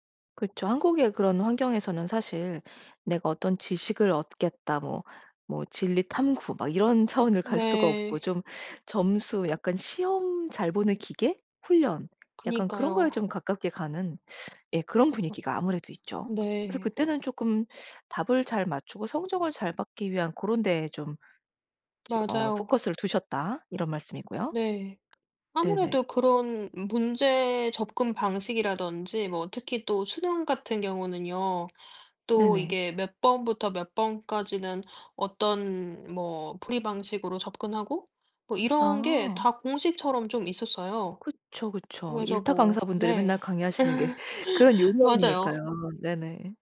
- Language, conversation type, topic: Korean, podcast, 자신의 공부 습관을 완전히 바꾸게 된 계기가 있으신가요?
- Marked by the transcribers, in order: tapping; other background noise; laugh